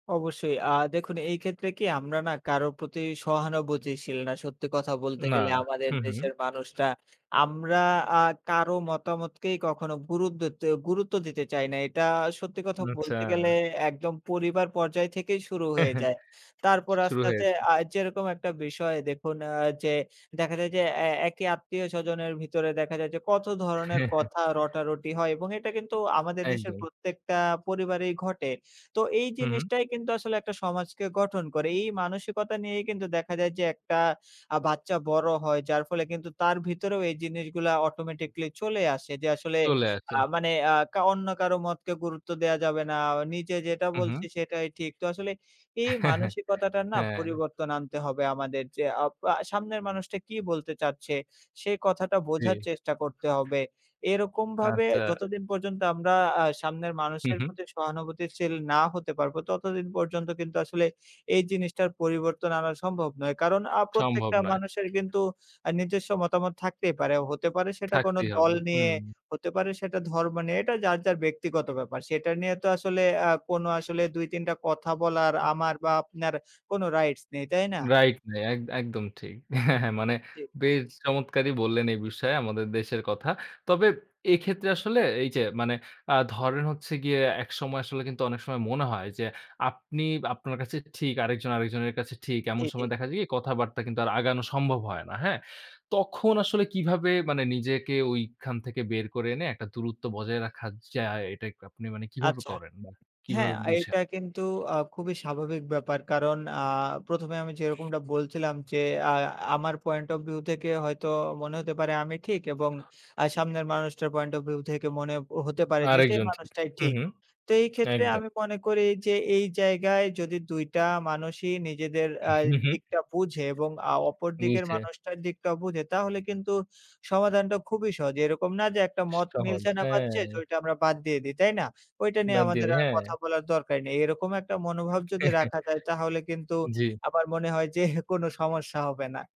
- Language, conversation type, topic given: Bengali, podcast, ভিন্ন মতাবলম্বীদের সঙ্গে কীভাবে বিশ্বাস গড়ে তুলবেন?
- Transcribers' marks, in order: other background noise; chuckle; chuckle; in English: "automatically"; chuckle; laughing while speaking: "হ্যাঁ, হ্যাঁ"; tapping; chuckle